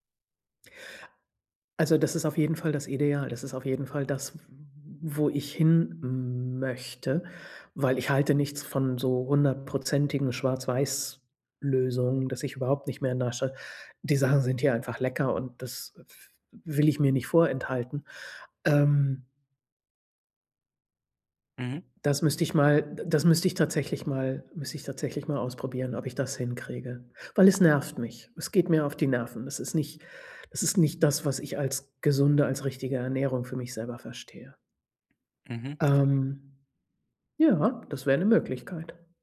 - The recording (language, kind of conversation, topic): German, advice, Wie kann ich gesündere Essgewohnheiten beibehalten und nächtliches Snacken vermeiden?
- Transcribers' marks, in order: none